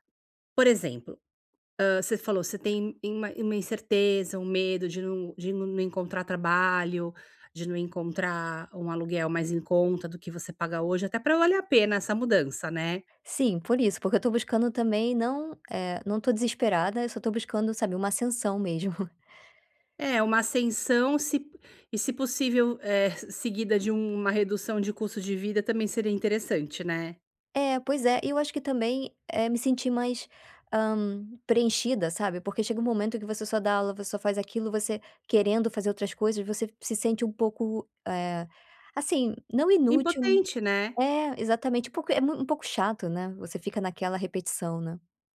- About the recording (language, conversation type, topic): Portuguese, advice, Como posso lidar com a incerteza durante uma grande transição?
- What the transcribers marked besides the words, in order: none